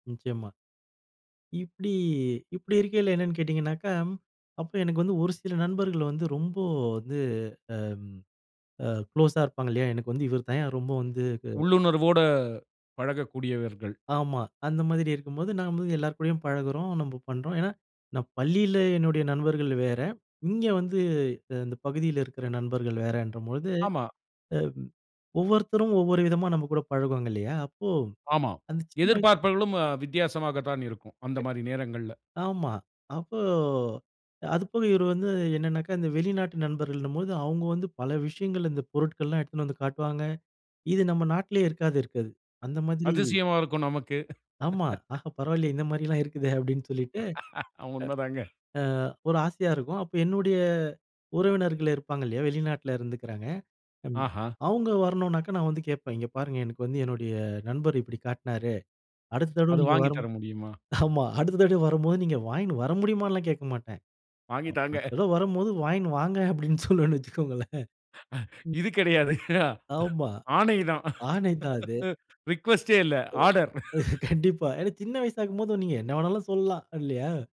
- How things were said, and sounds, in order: in English: "குளோஸா"; other noise; laugh; laughing while speaking: "இந்த மாதிரிலாம் இருக்குதே"; laugh; laughing while speaking: "உண்மை தாங்க"; unintelligible speech; anticipating: "அது வாங்கி தர முடியுமா?"; laughing while speaking: "வாங்கி தாங்க"; laughing while speaking: "அப்டீன்னு சொல்லுவன்னு வச்சுக்கோங்களேன்"; breath; laughing while speaking: "இது கிடையாது. ஆணை தான். ரிக்வெஸ்டே இல்ல. ஆர்டர்"; laugh; in English: "ரிக்வெஸ்டே"; in English: "ஆர்டர்"; laughing while speaking: "கண்டிப்பா"; laugh
- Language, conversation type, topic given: Tamil, podcast, பால்யகாலத்தில் நடந்த மறக்கமுடியாத ஒரு நட்பு நிகழ்வைச் சொல்ல முடியுமா?